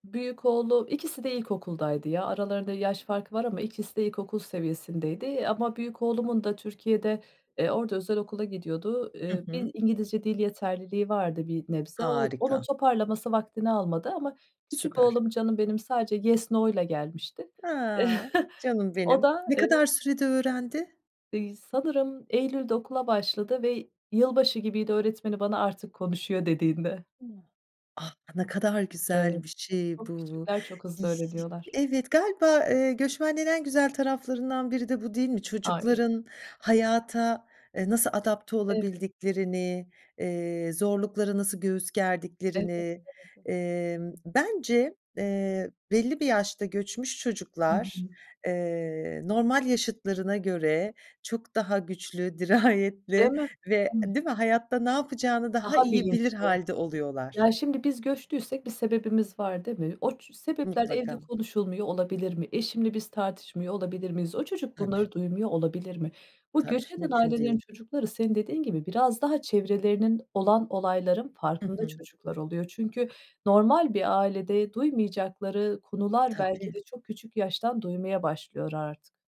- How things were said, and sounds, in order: in English: "yes, no'yla"; chuckle; other background noise; unintelligible speech; laughing while speaking: "dirayetli"; tapping
- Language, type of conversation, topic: Turkish, podcast, Uzaktan çalışmaya nasıl alıştın ve senin için en çok neler işe yaradı?